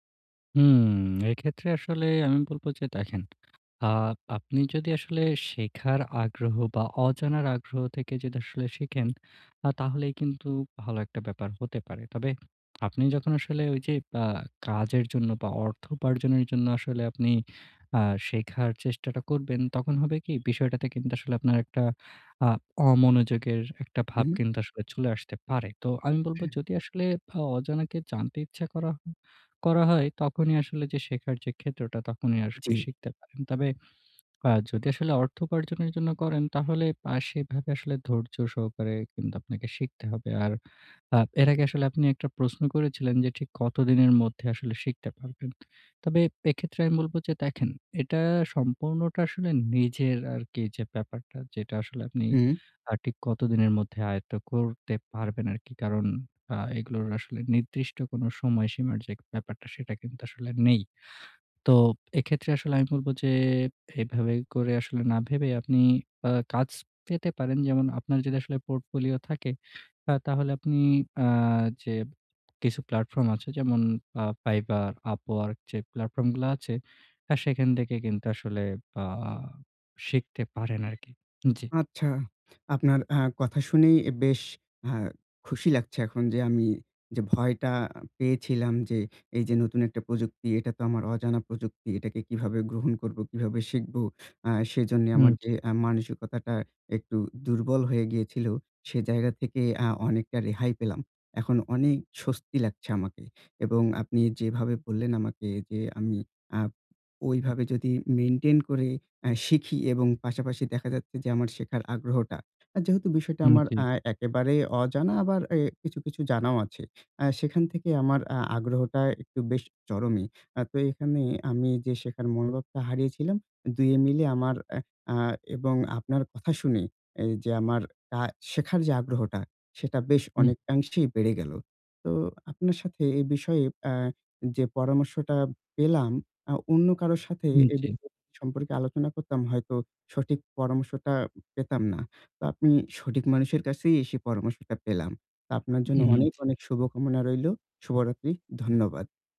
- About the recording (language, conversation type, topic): Bengali, advice, অজানাকে গ্রহণ করে শেখার মানসিকতা কীভাবে গড়ে তুলবেন?
- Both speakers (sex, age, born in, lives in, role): male, 20-24, Bangladesh, Bangladesh, advisor; male, 25-29, Bangladesh, Bangladesh, user
- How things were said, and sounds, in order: other background noise; horn; throat clearing; other noise; tapping